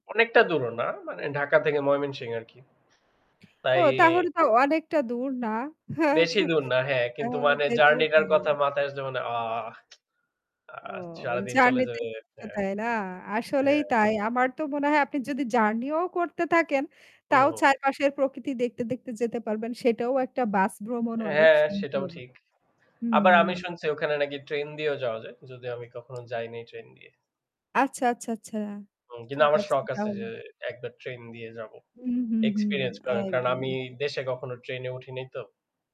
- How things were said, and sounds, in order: static; chuckle; tapping; unintelligible speech
- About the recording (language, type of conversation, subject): Bengali, unstructured, আপনি কি প্রাকৃতিক পরিবেশে সময় কাটাতে বেশি পছন্দ করেন?